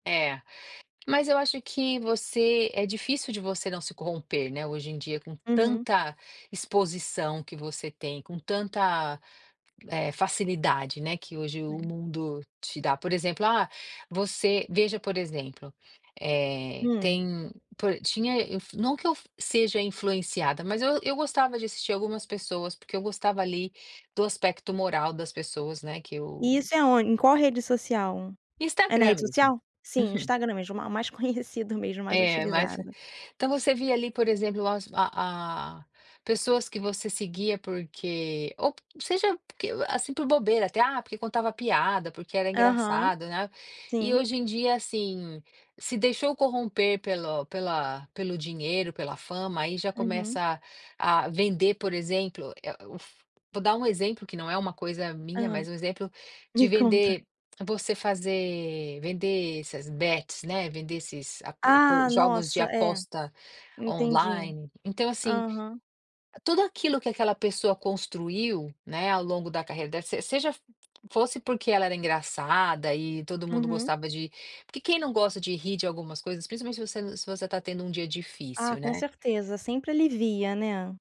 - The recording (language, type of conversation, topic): Portuguese, podcast, Por que o público valoriza mais a autenticidade hoje?
- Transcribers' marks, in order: unintelligible speech; tapping